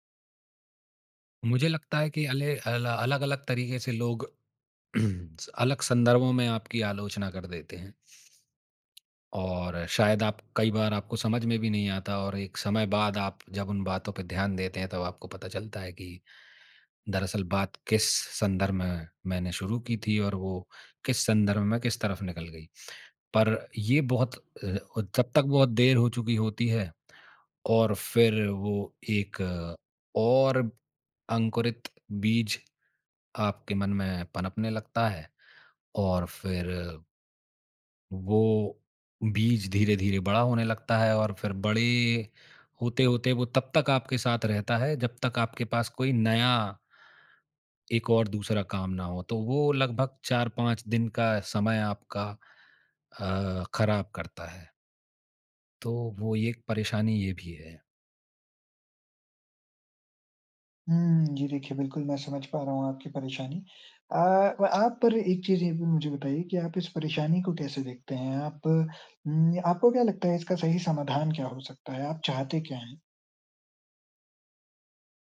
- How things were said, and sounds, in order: throat clearing; tapping
- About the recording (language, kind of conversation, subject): Hindi, advice, मैं अपने साथी को रचनात्मक प्रतिक्रिया सहज और मददगार तरीके से कैसे दे सकता/सकती हूँ?